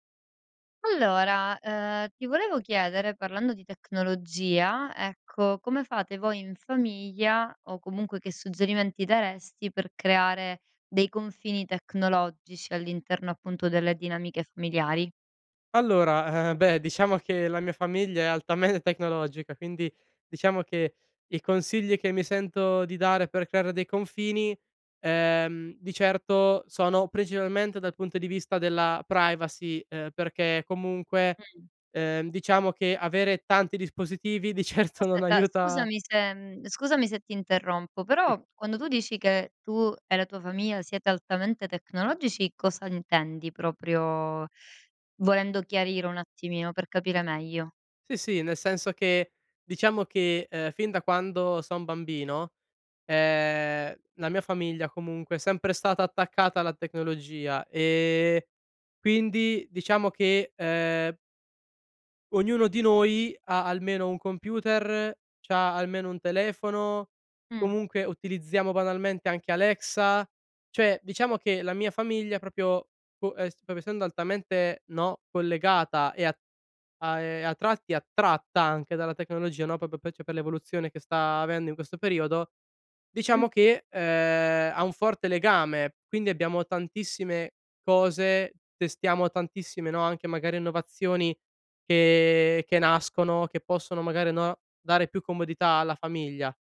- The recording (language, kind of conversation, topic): Italian, podcast, Come creare confini tecnologici in famiglia?
- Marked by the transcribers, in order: laughing while speaking: "altame"; laughing while speaking: "certo non"; "Sì" said as "i"; "proprio" said as "propio"; "proprio" said as "propo"